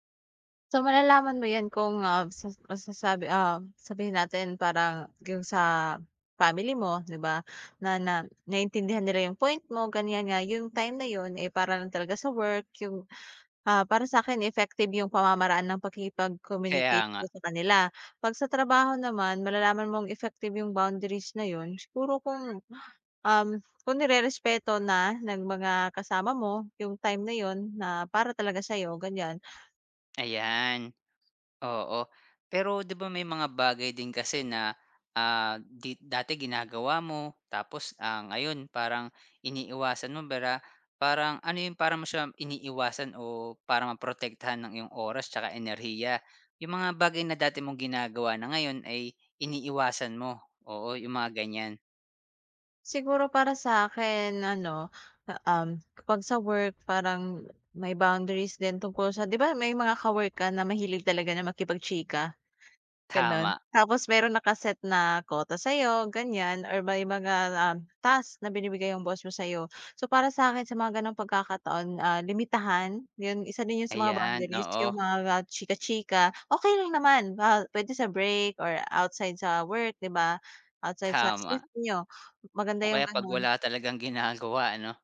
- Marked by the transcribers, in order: tapping; laughing while speaking: "ginagawa ano?"
- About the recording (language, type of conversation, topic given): Filipino, podcast, Paano ka nagtatakda ng hangganan sa pagitan ng trabaho at personal na buhay?